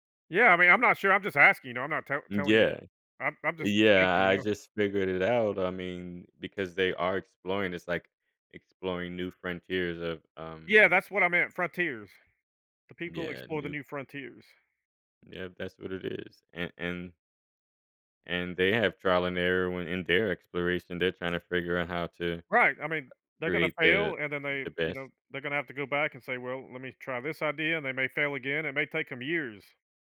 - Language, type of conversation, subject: English, unstructured, What can explorers' perseverance teach us?
- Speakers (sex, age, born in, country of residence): male, 35-39, Germany, United States; male, 50-54, United States, United States
- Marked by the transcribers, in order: other background noise; tapping